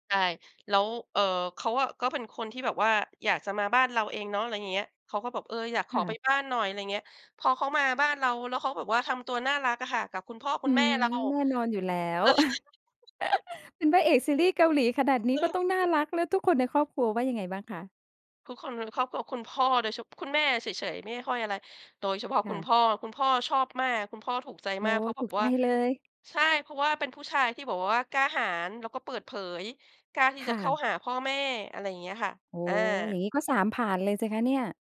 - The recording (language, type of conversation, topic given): Thai, podcast, ประสบการณ์ชีวิตแต่งงานของคุณเป็นอย่างไร เล่าให้ฟังได้ไหม?
- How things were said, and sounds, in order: chuckle; laugh